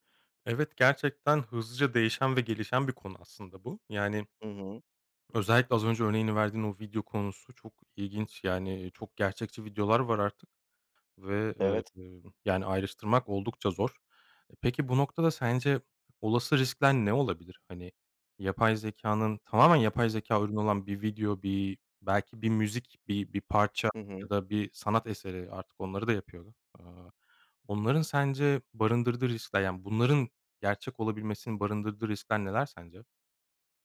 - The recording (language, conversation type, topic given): Turkish, podcast, Yapay zekâ, hayat kararlarında ne kadar güvenilir olabilir?
- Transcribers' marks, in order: other background noise